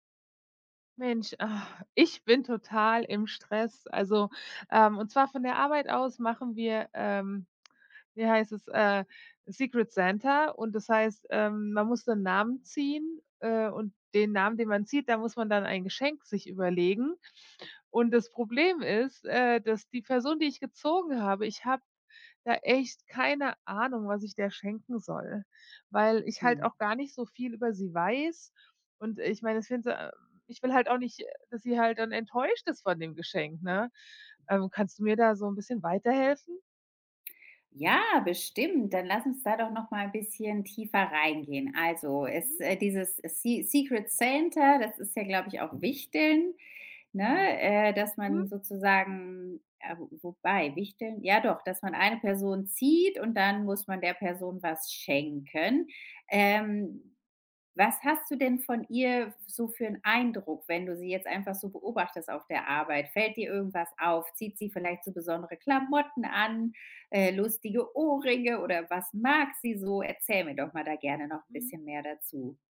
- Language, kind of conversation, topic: German, advice, Welche Geschenkideen gibt es, wenn mir für meine Freundin nichts einfällt?
- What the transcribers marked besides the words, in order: sigh; in English: "Secret Santa"; other background noise; put-on voice: "Ja"; in English: "Se Secret Santa"; stressed: "zieht"; stressed: "schenken"; joyful: "Zieht sie vielleicht so besondere … bisschen mehr dazu"